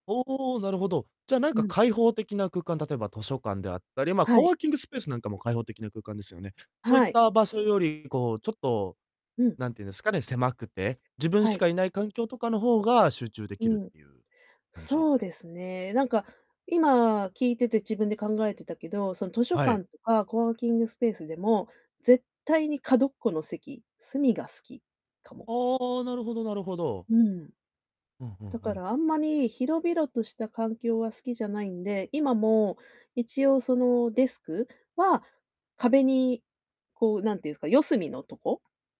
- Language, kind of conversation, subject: Japanese, advice, 集中できる作業環境を作れないのはなぜですか？
- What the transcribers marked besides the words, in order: distorted speech